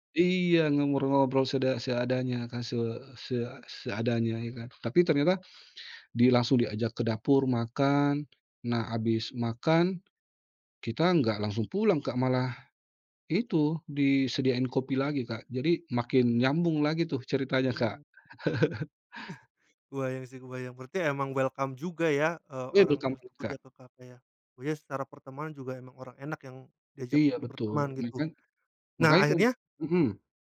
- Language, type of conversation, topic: Indonesian, podcast, Pernahkah kamu bertemu warga setempat yang membuat perjalananmu berubah, dan bagaimana ceritanya?
- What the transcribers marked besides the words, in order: tapping; chuckle; in English: "welcome"; in English: "welcome"